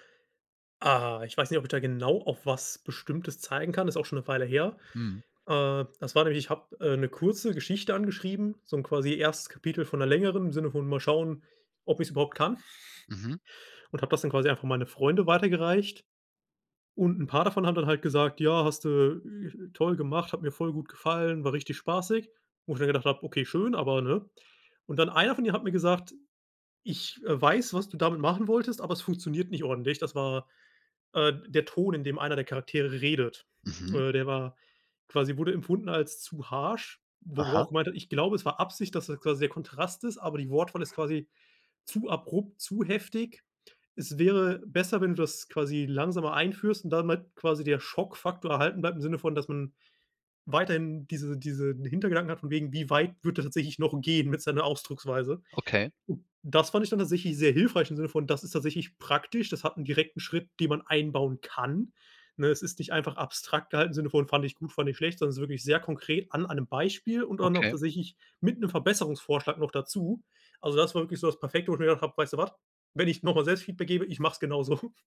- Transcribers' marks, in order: laughing while speaking: "so"
- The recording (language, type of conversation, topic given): German, podcast, Wie gibst du Feedback, das wirklich hilft?